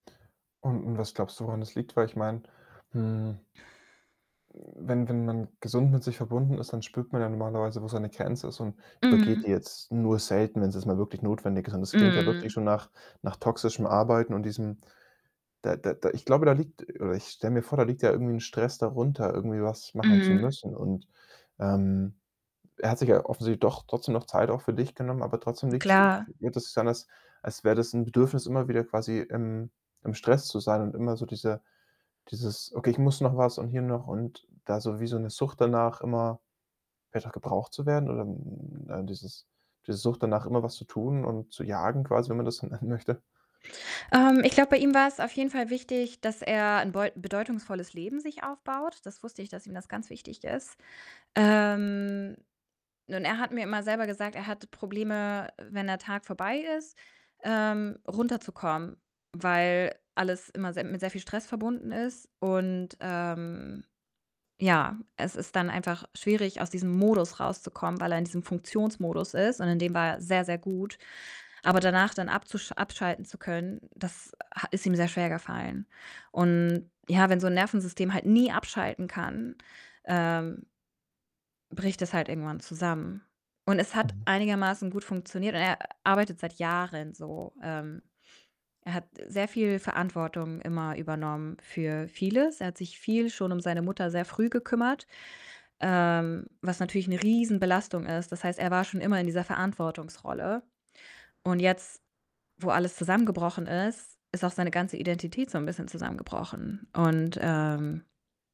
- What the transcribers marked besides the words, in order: static; distorted speech; drawn out: "hm"; laughing while speaking: "nennen möchte"; other background noise; drawn out: "Ähm"; stressed: "nie"; stressed: "Jahren"; stressed: "Riesenbelastung"
- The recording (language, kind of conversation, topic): German, advice, Wie erlebst du deine Trauer nach einem Verlust, und welche Existenzfragen beschäftigen dich dabei?